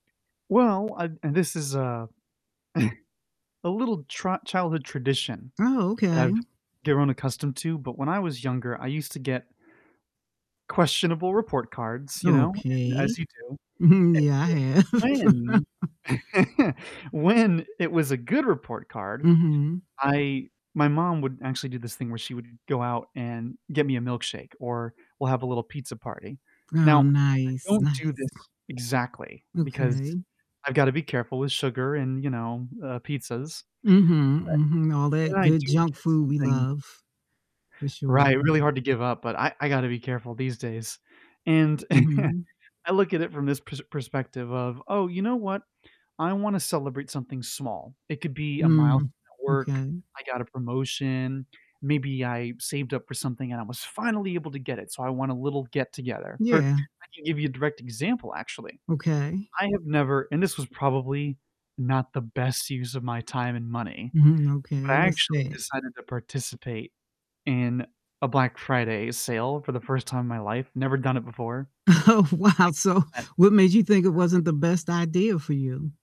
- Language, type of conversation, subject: English, unstructured, How can I use food to mark moving, heartbreak, or new jobs?
- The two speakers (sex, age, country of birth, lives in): female, 60-64, United States, United States; male, 25-29, United States, United States
- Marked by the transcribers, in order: tapping; distorted speech; chuckle; other background noise; static; laughing while speaking: "have"; chuckle; laugh; laughing while speaking: "Right"; chuckle; stressed: "finally"; laughing while speaking: "Oh, wow, so"